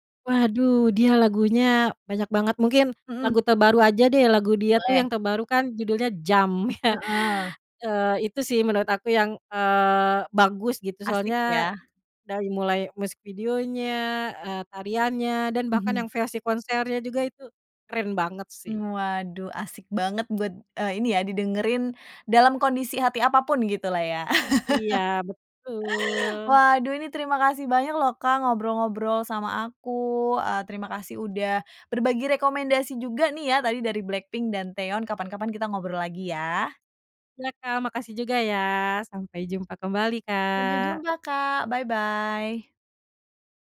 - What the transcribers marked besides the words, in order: laughing while speaking: "Jump ya"; chuckle
- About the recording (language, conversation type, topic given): Indonesian, podcast, Bagaimana perubahan suasana hatimu memengaruhi musik yang kamu dengarkan?
- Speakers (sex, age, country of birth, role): female, 30-34, Indonesia, guest; female, 30-34, Indonesia, host